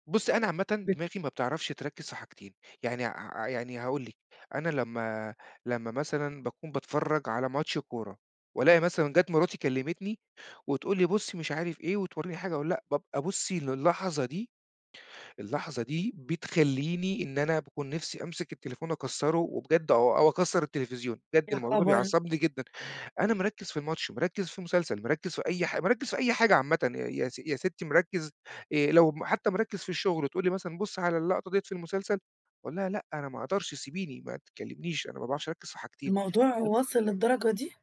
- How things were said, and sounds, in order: unintelligible speech; unintelligible speech
- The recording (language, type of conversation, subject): Arabic, advice, إزاي أقدر أبطل أعمل كذا حاجة في نفس الوقت عشان ما أغلطش وما يضيعش وقتي؟